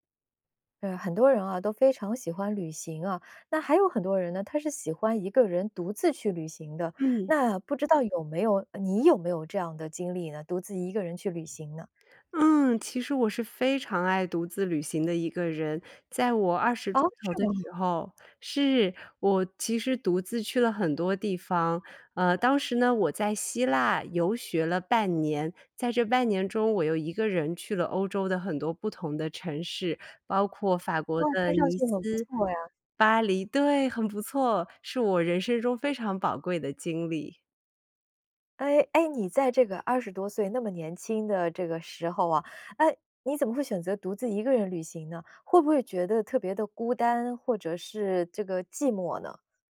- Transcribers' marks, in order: other background noise
- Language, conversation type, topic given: Chinese, podcast, 你怎么看待独自旅行中的孤独感？
- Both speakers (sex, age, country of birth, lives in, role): female, 30-34, China, United States, guest; female, 45-49, China, United States, host